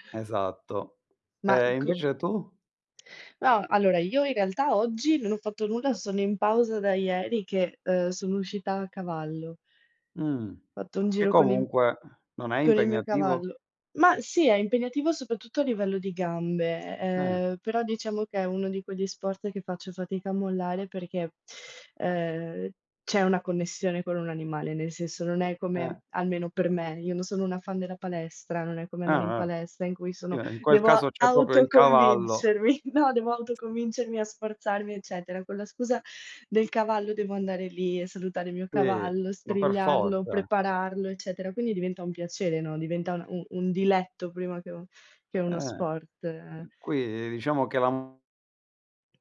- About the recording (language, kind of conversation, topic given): Italian, unstructured, Cosa ti motiva a continuare a fare esercizio con regolarità?
- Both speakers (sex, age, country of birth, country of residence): female, 20-24, Italy, Italy; male, 35-39, Italy, Italy
- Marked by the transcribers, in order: laughing while speaking: "autoconvincermi"; other background noise